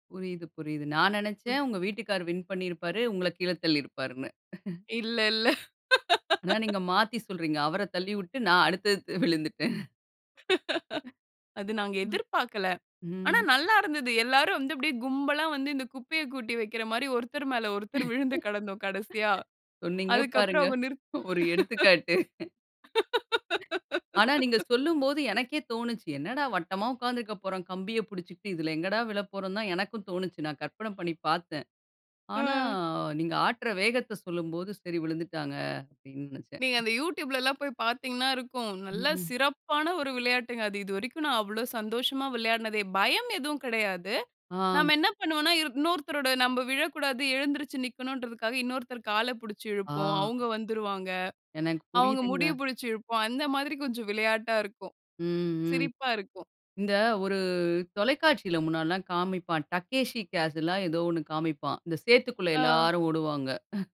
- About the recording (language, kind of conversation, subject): Tamil, podcast, வெளியில் நீங்கள் அனுபவித்த மிகச் சிறந்த சாகசம் எது?
- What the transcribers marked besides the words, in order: tapping; chuckle; laugh; laugh; chuckle; other background noise; chuckle; laugh; in English: "டக்கேஷி கேஷில்லா"